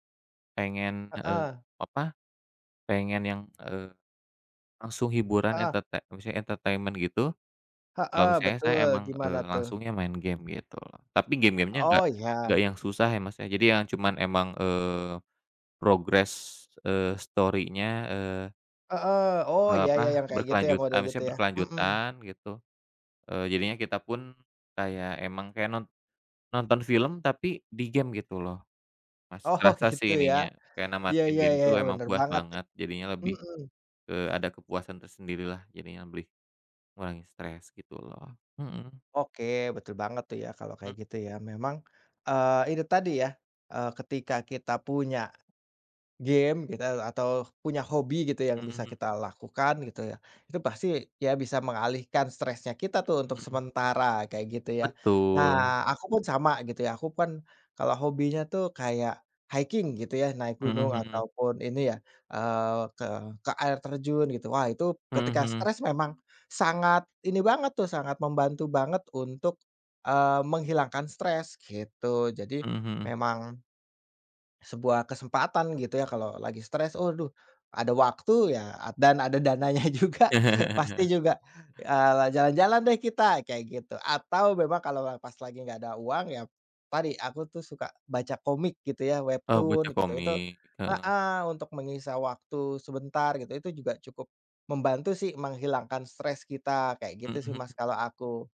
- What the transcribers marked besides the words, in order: tapping; in English: "progress"; in English: "story-nya"; in English: "hiking"; laughing while speaking: "dananya"; laugh
- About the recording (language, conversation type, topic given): Indonesian, unstructured, Bagaimana hobimu membantumu melepas stres sehari-hari?